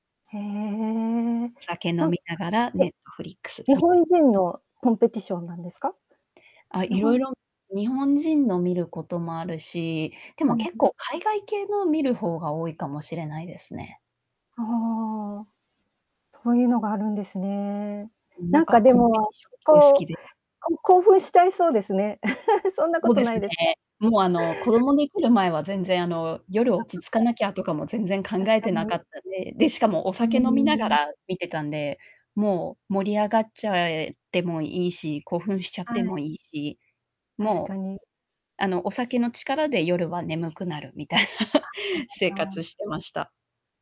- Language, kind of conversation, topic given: Japanese, podcast, 寝る前のルーティンで、欠かせない習慣は何ですか？
- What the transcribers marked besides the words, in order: unintelligible speech; distorted speech; chuckle; laughing while speaking: "みたいな"; unintelligible speech